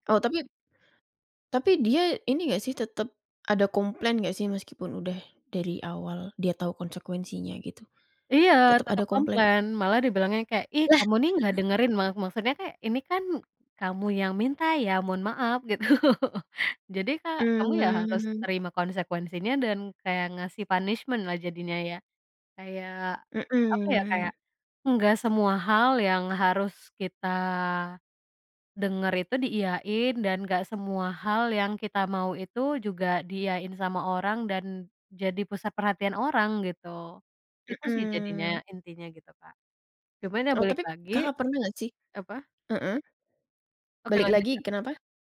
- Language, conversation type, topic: Indonesian, podcast, Bagaimana cara tetap fokus saat mengobrol meski sedang memegang ponsel?
- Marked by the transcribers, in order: other background noise; chuckle; chuckle; background speech; in English: "punishment-lah"; "tapi" said as "tapip"